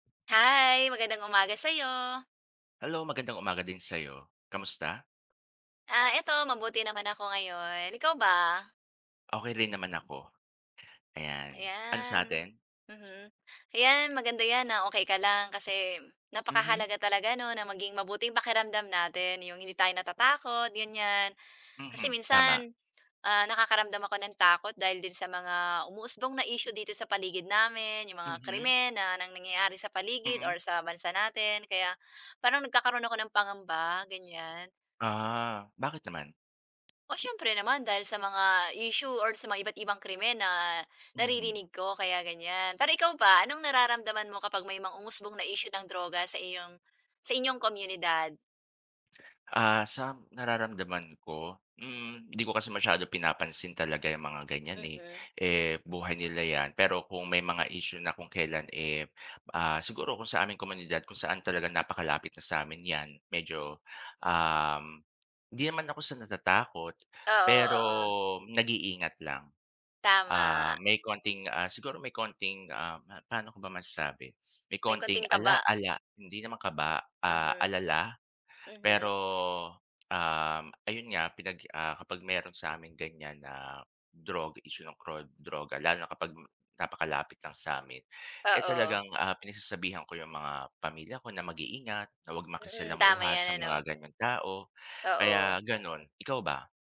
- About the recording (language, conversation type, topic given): Filipino, unstructured, Ano ang nararamdaman mo kapag may umuusbong na isyu ng droga sa inyong komunidad?
- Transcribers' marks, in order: tapping